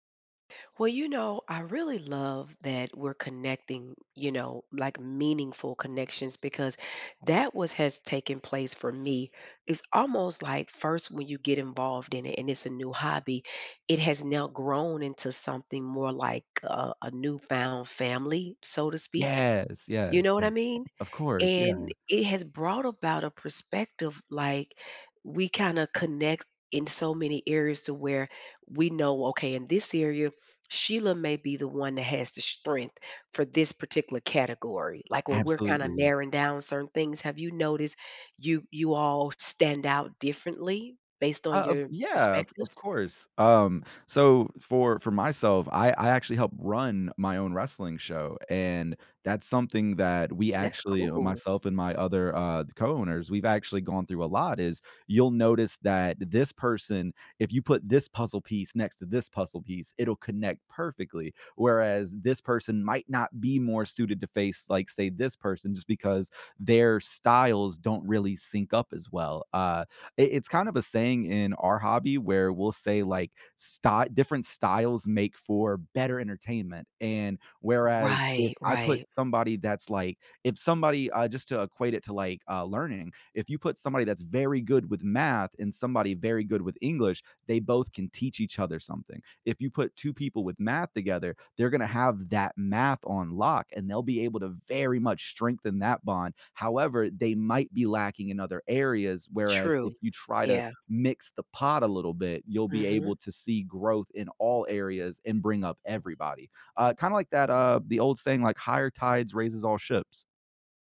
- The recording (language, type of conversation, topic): English, unstructured, Have you ever found a hobby that connected you with new people?
- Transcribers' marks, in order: tapping; stressed: "very"